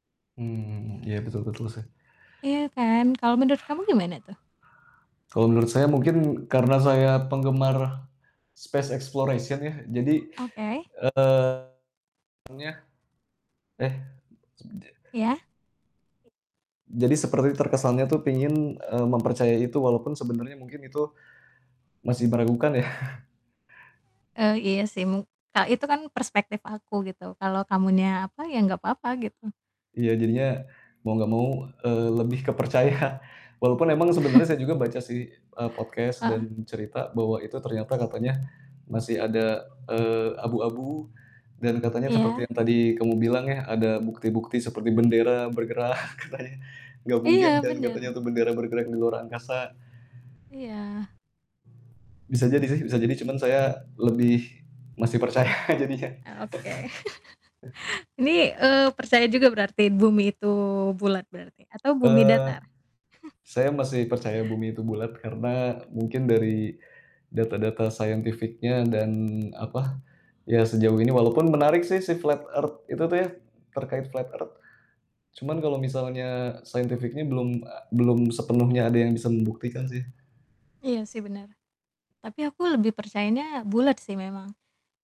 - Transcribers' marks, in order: distorted speech; in English: "space exploration"; unintelligible speech; chuckle; tapping; laughing while speaking: "percaya"; chuckle; in English: "podcast"; static; other street noise; chuckle; laughing while speaking: "percaya jadinya"; chuckle; other background noise; chuckle; in English: "scientific-nya"; in English: "flat earth"; in English: "flat earth"; in English: "scientific-nya"
- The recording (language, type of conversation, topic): Indonesian, unstructured, Bagaimana pendapatmu tentang perjalanan manusia pertama ke bulan?